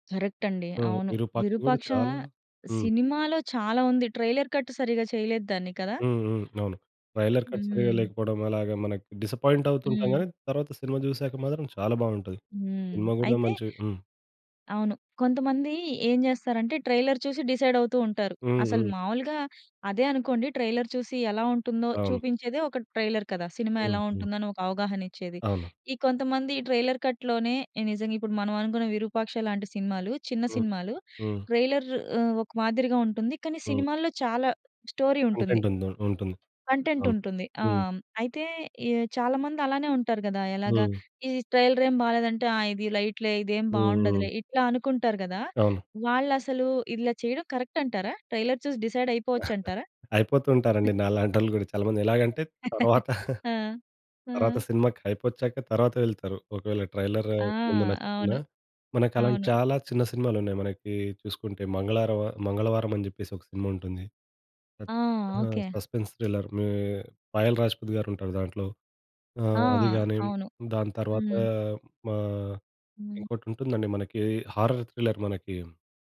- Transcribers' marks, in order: in English: "కరెక్ట్"; in English: "ట్రైలర్ కట్"; in English: "ట్రైలర్‌కట్"; other background noise; in English: "ట్రైలర్"; in English: "డిసైడ్"; in English: "ట్రైలర్"; in English: "ట్రైలర్"; in English: "ట్రైలర్ కట్‌లోనే"; in English: "ట్రైలర్"; in English: "స్టోరీ"; in English: "కంటెంట్"; in English: "కంటెంట్"; in English: "లైట్"; in English: "కరక్ట్"; in English: "ట్రైలర్"; in English: "డిసైడ్"; chuckle; laugh; chuckle; in English: "ట్రైలర్"; tapping; in English: "సస్పెన్స్ థ్రిల్లర్"; in English: "హారర్ థ్రిల్లర్"
- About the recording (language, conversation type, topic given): Telugu, podcast, ట్రైలర్‌లో స్పాయిలర్లు లేకుండా సినిమాకథను ఎంతవరకు చూపించడం సరైనదని మీరు భావిస్తారు?